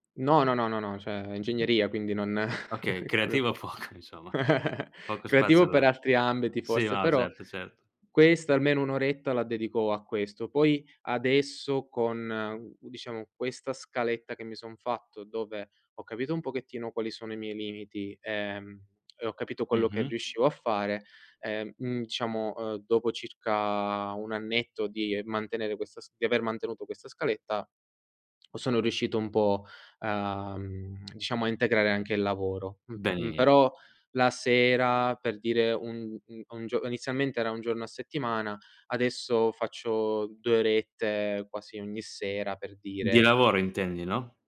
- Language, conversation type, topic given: Italian, podcast, Come bilanci lavoro e vita privata per evitare di arrivare al limite?
- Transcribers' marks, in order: "cioè" said as "ceh"; tapping; chuckle; laughing while speaking: "poco"; laugh; other background noise; drawn out: "circa"; tsk; unintelligible speech